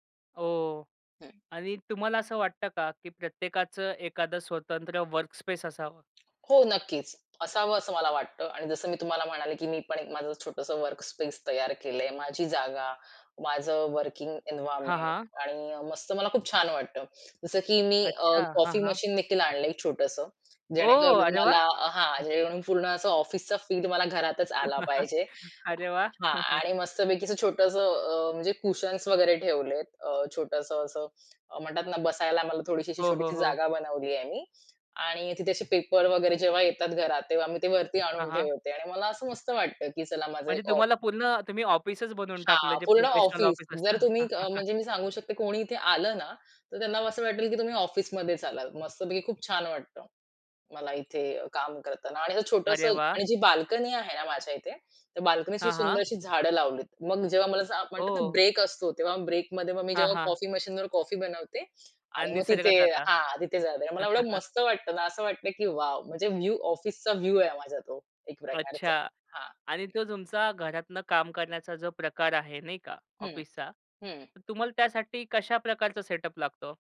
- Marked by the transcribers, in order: in English: "वर्कस्पेस"; in English: "वर्कस्पेस"; in English: "वर्किंग एन्व्हायर्नमेंट"; other background noise; anticipating: "ओह! अरे वाह!"; other noise; chuckle; laughing while speaking: "अरे वाह!"; chuckle; in English: "कुशन्स"; tapping; chuckle; in English: "सेटअप"
- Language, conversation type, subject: Marathi, podcast, घरी कामासाठी सोयीस्कर कार्यालयीन जागा कशी तयार कराल?